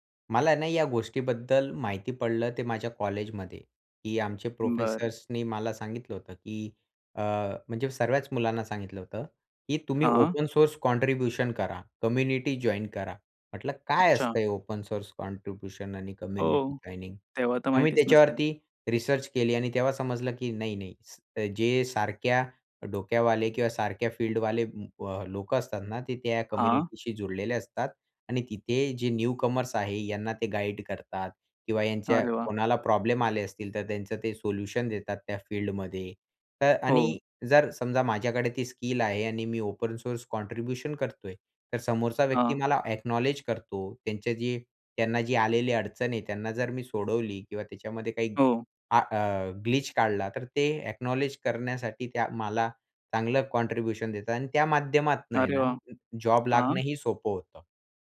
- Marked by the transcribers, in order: "सर्वच" said as "सर्व्याच"; in English: "ओपन सोर्स कॉन्ट्रिब्युशन"; in English: "कम्युनिटी जॉइन"; in English: "ओपन सोर्स कॉन्ट्रिब्युशन"; in English: "कम्युनिटी जॉइनिंग?"; tapping; in English: "कम्युनिटीशी"; in English: "न्यूकमर्स"; in English: "ओपन सोर्स कॉन्ट्रिब्युशन"; in English: "अ‍ॅक्नॉलेज"; in English: "अ‍ॅक्नॉलेज"; in English: "कॉन्ट्रिब्युशन"
- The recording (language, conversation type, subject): Marathi, podcast, ऑनलाइन समुदायामुळे तुमच्या शिक्षणाला कोणते फायदे झाले?